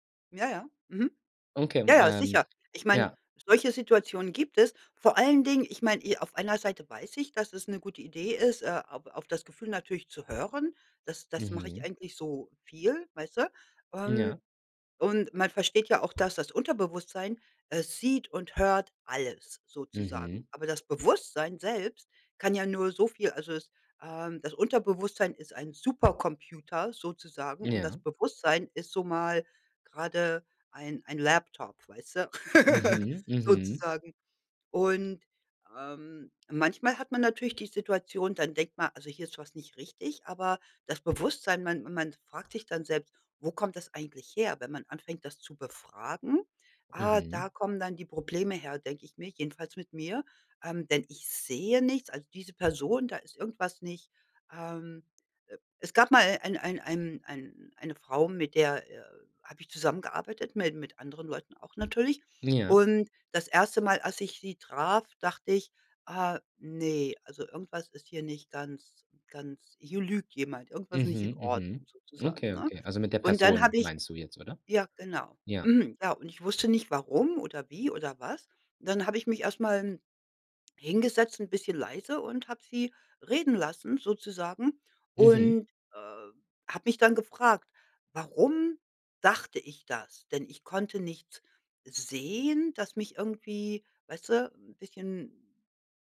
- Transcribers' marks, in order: tapping; laugh
- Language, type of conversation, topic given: German, podcast, Was hilft dir, dein Bauchgefühl besser zu verstehen?